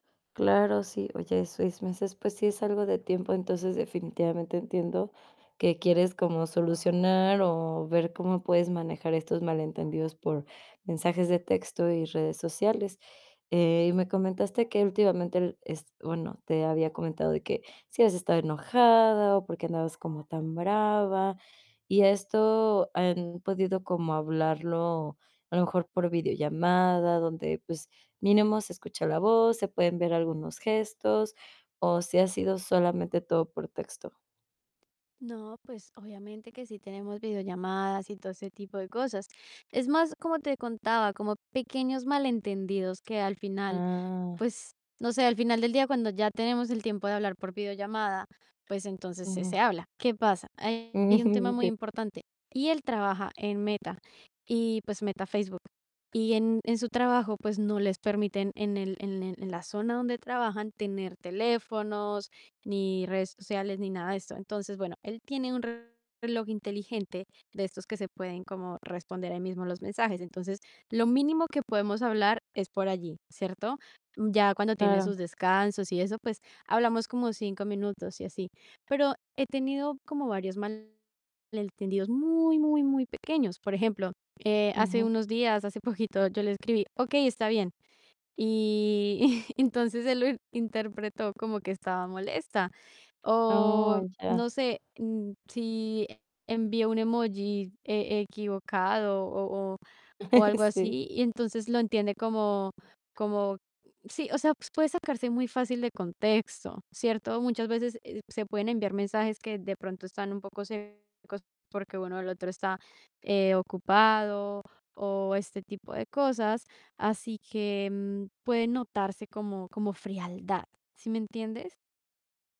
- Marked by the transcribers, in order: dog barking; distorted speech; laughing while speaking: "Ujú"; tapping; laughing while speaking: "poquito"; laughing while speaking: "y"; chuckle; other background noise
- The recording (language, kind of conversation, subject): Spanish, advice, ¿Cómo manejas los malentendidos que surgen por mensajes de texto o en redes sociales?